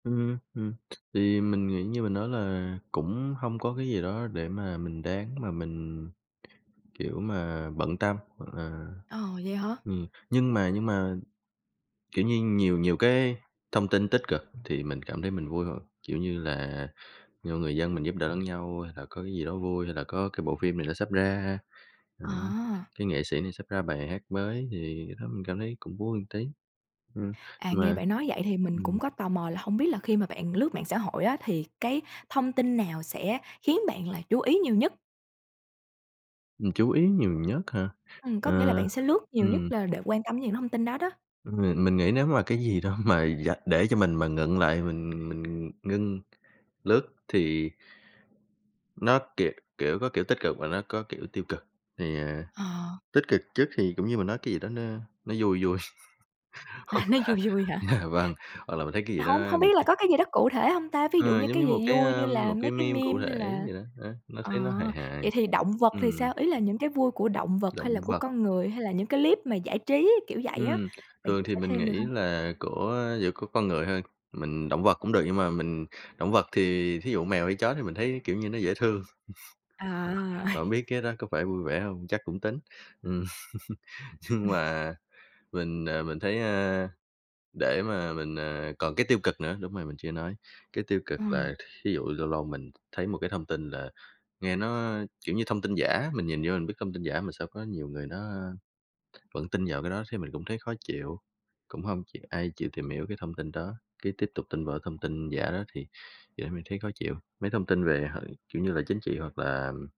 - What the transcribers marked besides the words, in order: tapping; other background noise; "một" said as "ờn"; laughing while speaking: "đó"; "ngưng" said as "ngựng"; unintelligible speech; laughing while speaking: "Dạ"; laughing while speaking: "À"; in English: "meme"; in English: "meme"; chuckle; laugh; laughing while speaking: "Nhưng"; chuckle
- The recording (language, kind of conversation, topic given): Vietnamese, podcast, Mạng xã hội ảnh hưởng đến tâm trạng của bạn như thế nào?
- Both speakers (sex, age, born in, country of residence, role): female, 25-29, Vietnam, Vietnam, host; male, 25-29, Vietnam, Vietnam, guest